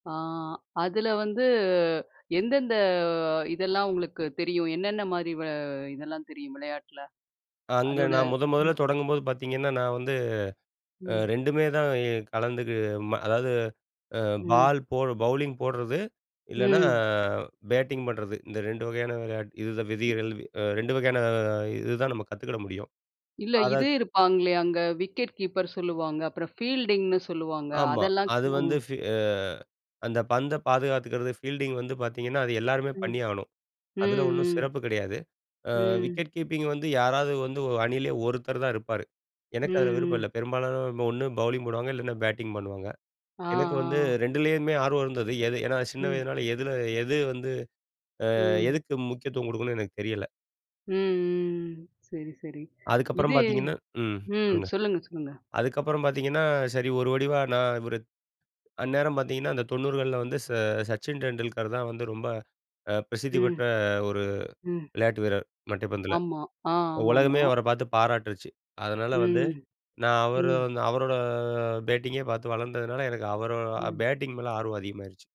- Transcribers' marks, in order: drawn out: "எந்தெந்த"; other noise; in English: "பவுலிங்"; in English: "பேட்டிங்"; in English: "விக்கெட் கீப்பர்"; in English: "ஃபீல்டிங்னு"; in English: "ஃபீல்டிங்"; in English: "விக்கெட் கீப்பிங்"; in English: "பௌலிங்"; in English: "பேட்டிங்"; in English: "பேட்டிங்கே"; in English: "பேட்டிங்"
- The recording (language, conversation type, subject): Tamil, podcast, சிறுவயதில் உங்களுக்குப் பிடித்த விளையாட்டு என்ன, அதைப் பற்றி சொல்ல முடியுமா?